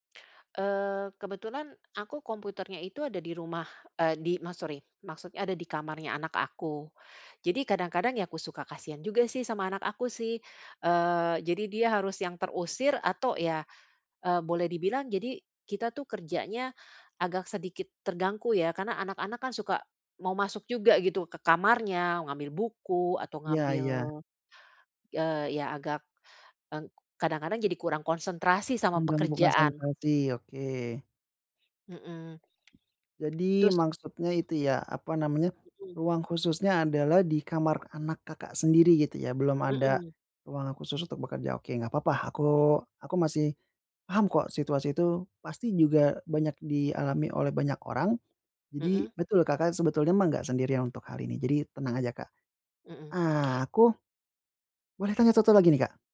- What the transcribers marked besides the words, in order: other background noise
- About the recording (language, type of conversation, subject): Indonesian, advice, Bagaimana pengalaman Anda bekerja dari rumah penuh waktu sebagai pengganti bekerja di kantor?